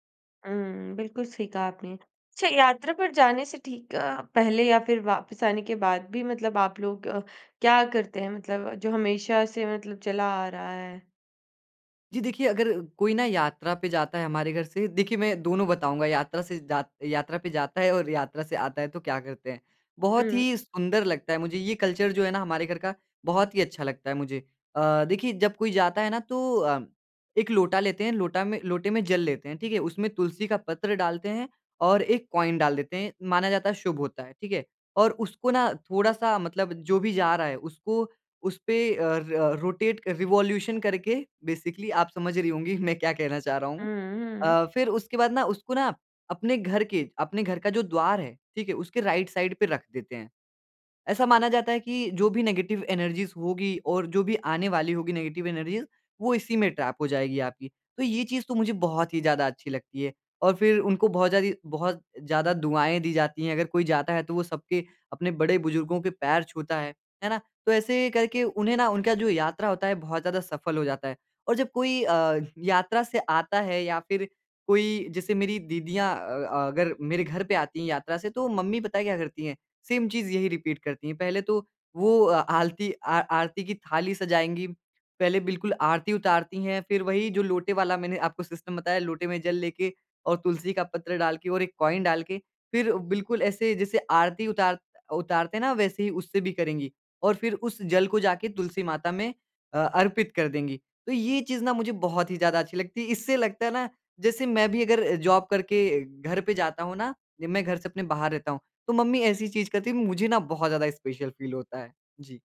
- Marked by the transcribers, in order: tapping; other background noise; in English: "कल्चर"; in English: "कॉइन"; in English: "र रोटेट"; in English: "रिवोल्यूशन"; in English: "बेसिकली"; laughing while speaking: "मैं"; in English: "राइट साइड"; in English: "नेगेटिव एनर्जीज़"; in English: "नेगेटिव एनर्जीज़"; in English: "ट्रैप"; in English: "सेम"; in English: "रिपीट"; in English: "सिस्टम"; in English: "कॉइन"; in English: "जॉब"; in English: "स्पेशल फील"
- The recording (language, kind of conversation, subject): Hindi, podcast, घर की छोटी-छोटी परंपराएँ कौन सी हैं आपके यहाँ?